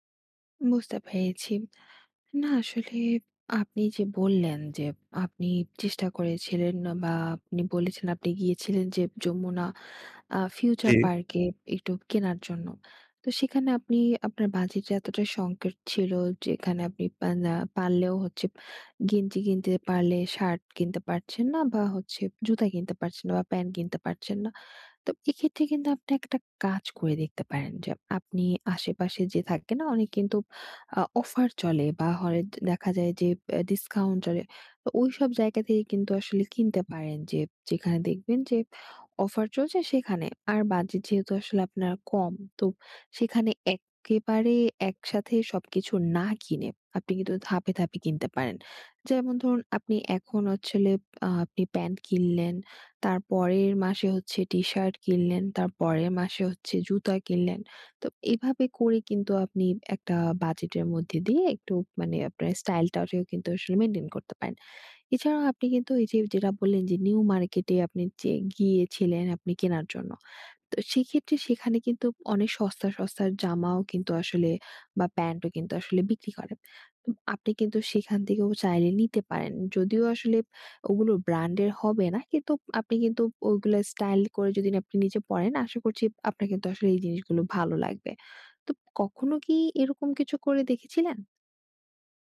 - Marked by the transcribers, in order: tapping
- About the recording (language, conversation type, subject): Bengali, advice, বাজেটের মধ্যে কীভাবে স্টাইল গড়ে তুলতে পারি?